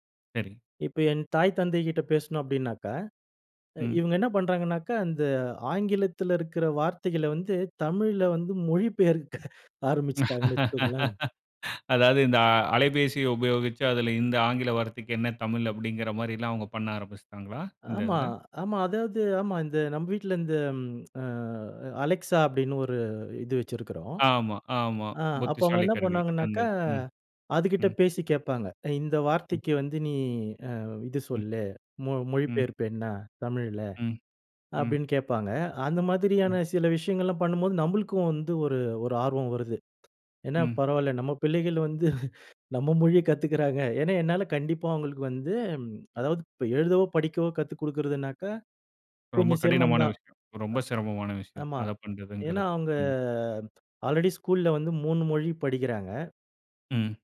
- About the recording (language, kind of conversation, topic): Tamil, podcast, பிள்ளைகளுக்கு மொழியை இயல்பாகக் கற்றுக்கொடுக்க நீங்கள் என்னென்ன வழிகளைப் பயன்படுத்துகிறீர்கள்?
- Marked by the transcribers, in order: laughing while speaking: "பெயர்க்க ஆரம்பிச்சுட்டாங்கன்னு வெச்சுக்கோங்களேன்"; laugh; in English: "அலெக்ஸா"; other background noise; drawn out: "அவங்க"; in English: "ஆல்ரெடி"